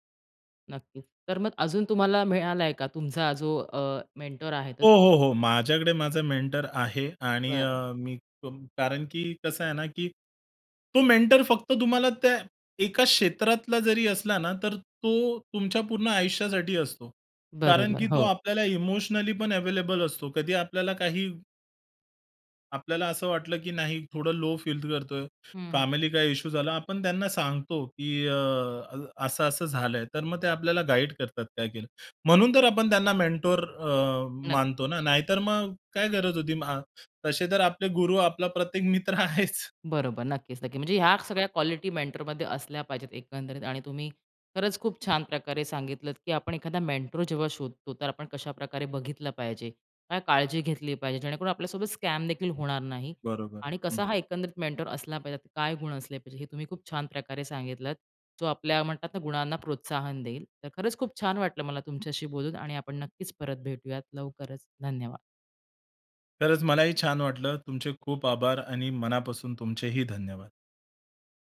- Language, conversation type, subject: Marathi, podcast, तुम्ही मेंटर निवडताना कोणत्या गोष्टी लक्षात घेता?
- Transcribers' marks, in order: in English: "मेंटॉर"; other noise; in English: "मेंटर"; in English: "मेंटर"; other background noise; in English: "मेंटर"; laughing while speaking: "मित्र आहेच"; tapping; in English: "मेंटरमध्ये"; in English: "मेंटॉर"; in English: "स्कॅम"; in English: "मेंटॉर"